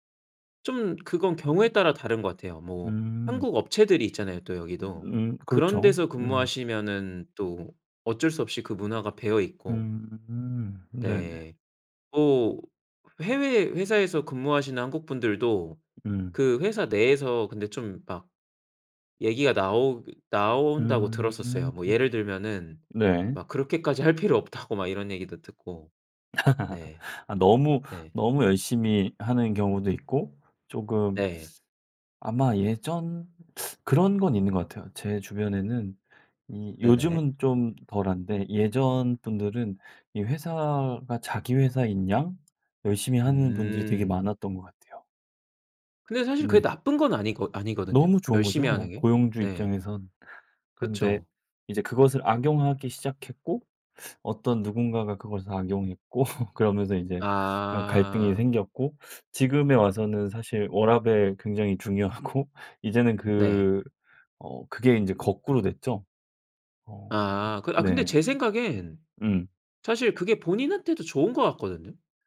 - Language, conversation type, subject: Korean, podcast, 네 문화에 대해 사람들이 오해하는 점은 무엇인가요?
- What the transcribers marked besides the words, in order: laugh; other background noise; laugh; laughing while speaking: "중요하고"